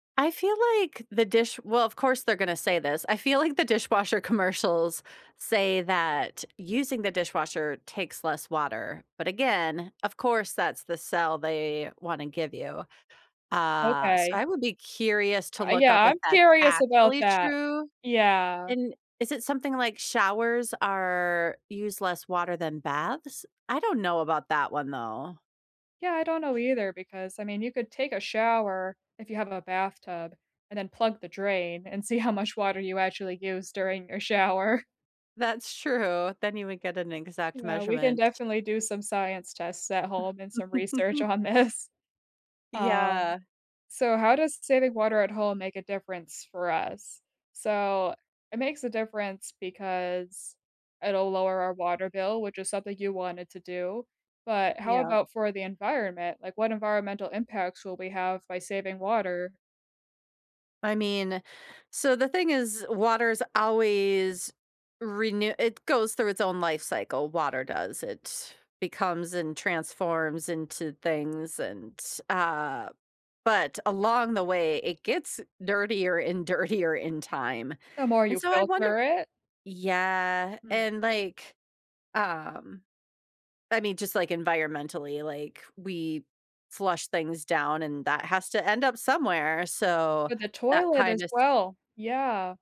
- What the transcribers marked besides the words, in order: laughing while speaking: "like"; other background noise; tapping; laughing while speaking: "shower"; laughing while speaking: "That's true"; chuckle; laughing while speaking: "on this"; laughing while speaking: "dirtier and dirtier"
- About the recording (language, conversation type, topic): English, unstructured, What simple actions can people take to save water?
- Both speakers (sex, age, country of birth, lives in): female, 30-34, United States, United States; female, 45-49, United States, United States